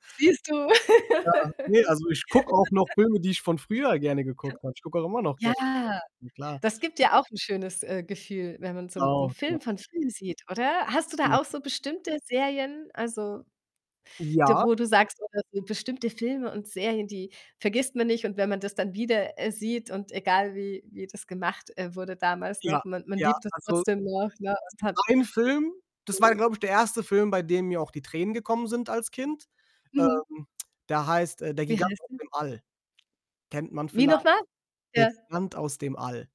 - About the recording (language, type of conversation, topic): German, podcast, Welcher Film hat dich besonders bewegt?
- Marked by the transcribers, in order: distorted speech; laugh; chuckle; unintelligible speech; other background noise